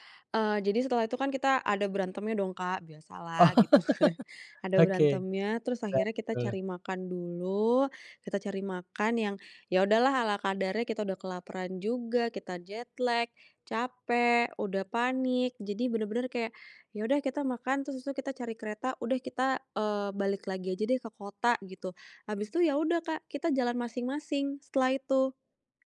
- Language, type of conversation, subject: Indonesian, podcast, Pernahkah kamu nekat pergi ke tempat asing tanpa rencana?
- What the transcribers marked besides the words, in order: chuckle; laughing while speaking: "kan"; in English: "jet lag"; other background noise